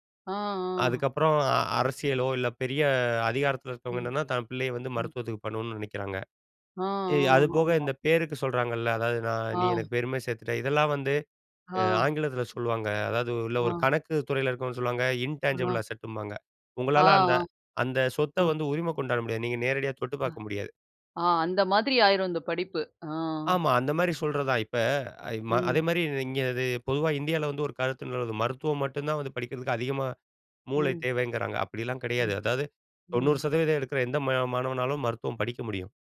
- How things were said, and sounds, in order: in English: "இன்டாங்கிபிள் அசெட்ம்பாங்க"; other noise
- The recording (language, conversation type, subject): Tamil, podcast, சம்பளம் மற்றும் ஆனந்தம் இதில் எதற்கு நீங்கள் முன்னுரிமை அளிப்பீர்கள்?